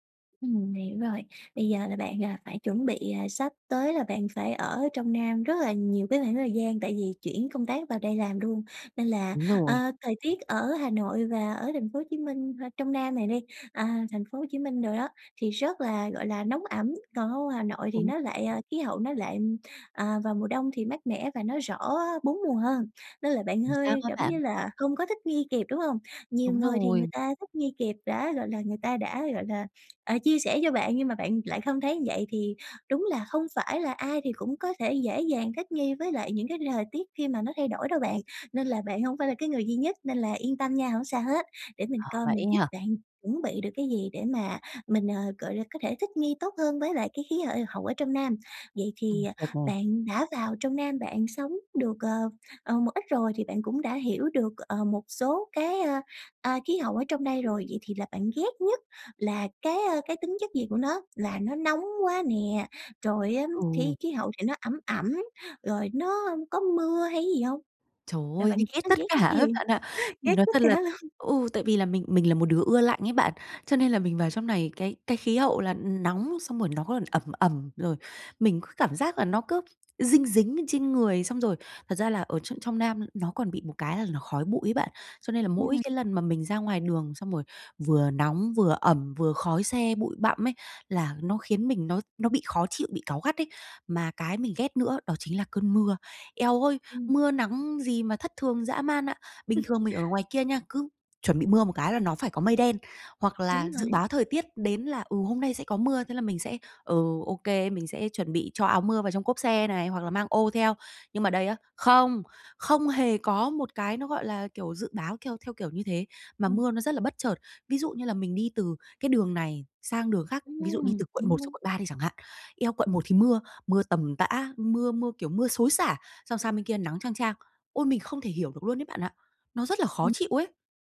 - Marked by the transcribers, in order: tapping; other background noise; laughing while speaking: "luôn"; laugh
- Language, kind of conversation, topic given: Vietnamese, advice, Làm sao để thích nghi khi thời tiết thay đổi mạnh?